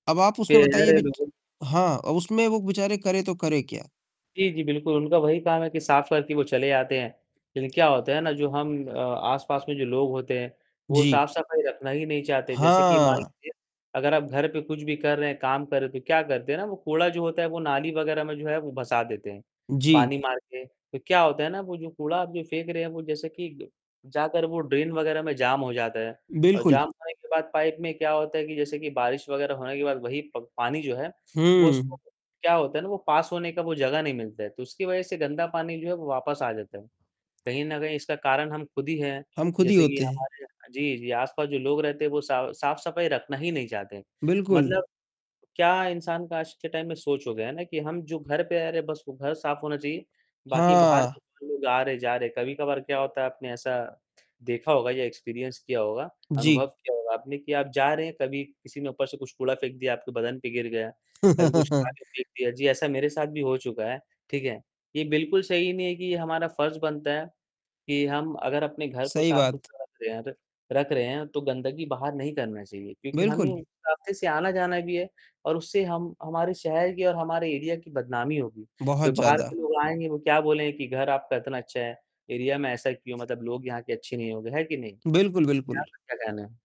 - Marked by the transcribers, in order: static; tapping; distorted speech; in English: "ड्रेन"; in English: "पास"; in English: "टाइम"; other background noise; in English: "एक्सपीरियंस"; laugh; in English: "एरिया"; in English: "एरिया"
- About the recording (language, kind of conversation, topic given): Hindi, unstructured, क्या आपको गंदगी देखकर भीतर तक घबराहट होती है?